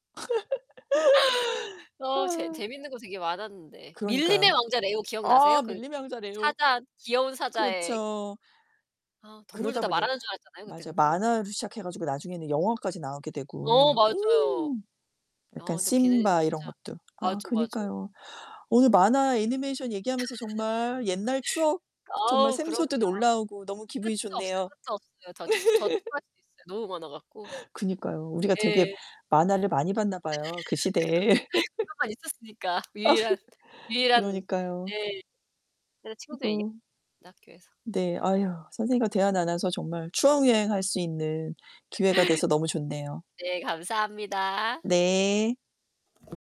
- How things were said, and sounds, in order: laugh; distorted speech; anticipating: "음"; laugh; laugh; laugh; laughing while speaking: "그거 그것만 있었으니까"; laugh; laughing while speaking: "아 그니까"; laugh; tapping
- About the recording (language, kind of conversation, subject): Korean, unstructured, 어렸을 때 좋아했던 만화나 애니메이션이 있나요?